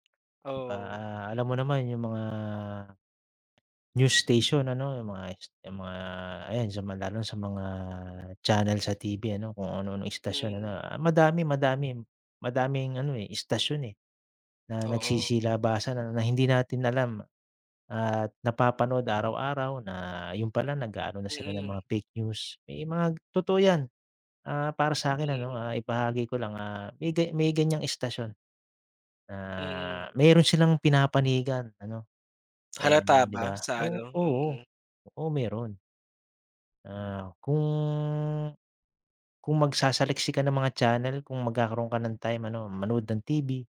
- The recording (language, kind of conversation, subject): Filipino, podcast, Paano mo sinusuri kung totoo ang balitang nakikita mo sa internet?
- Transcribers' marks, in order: none